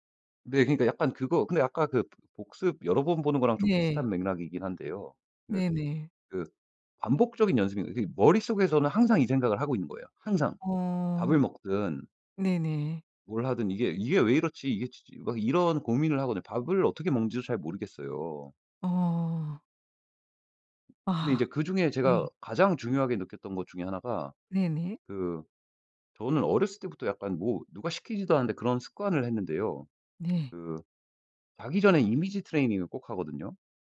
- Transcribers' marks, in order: other background noise; tapping
- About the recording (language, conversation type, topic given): Korean, podcast, 효과적으로 복습하는 방법은 무엇인가요?